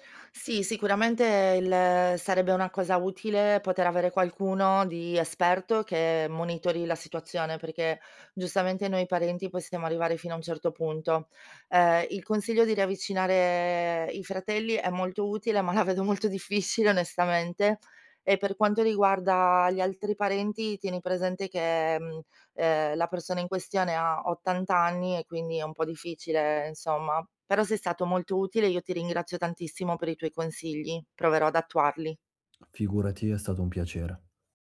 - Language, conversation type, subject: Italian, advice, Come possiamo chiarire e distribuire ruoli e responsabilità nella cura di un familiare malato?
- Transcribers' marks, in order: laughing while speaking: "vedo molto"